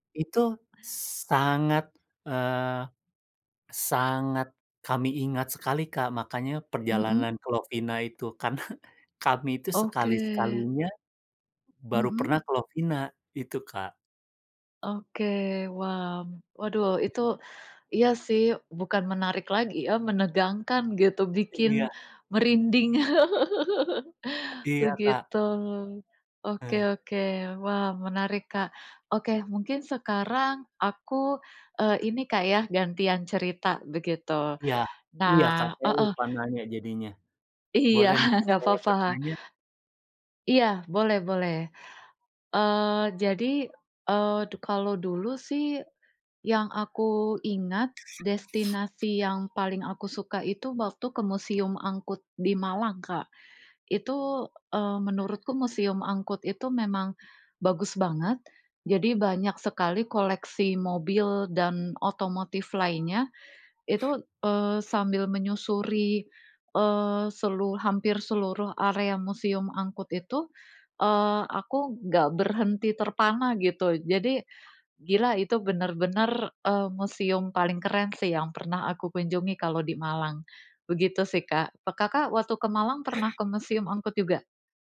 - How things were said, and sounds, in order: stressed: "sangat"; tapping; laughing while speaking: "Karena"; laugh; laughing while speaking: "Iya"; other background noise
- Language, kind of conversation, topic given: Indonesian, unstructured, Apa destinasi liburan favoritmu, dan mengapa kamu menyukainya?